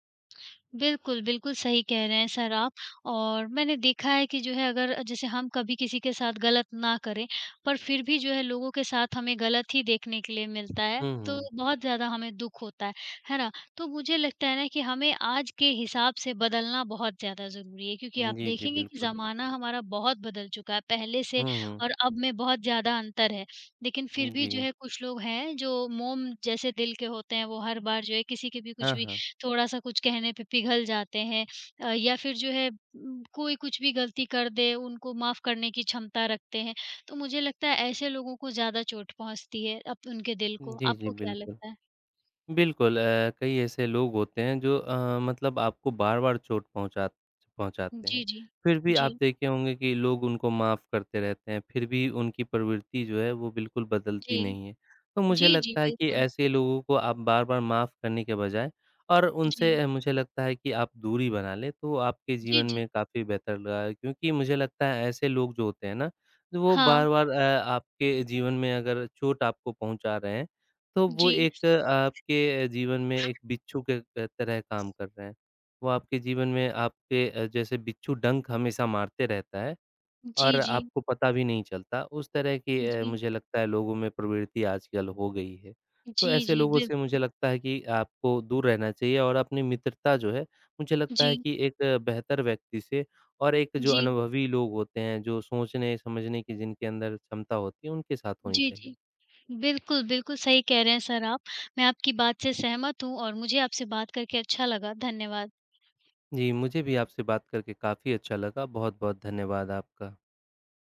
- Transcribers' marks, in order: other background noise; tapping
- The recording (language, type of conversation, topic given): Hindi, unstructured, क्या क्षमा करना ज़रूरी होता है, और क्यों?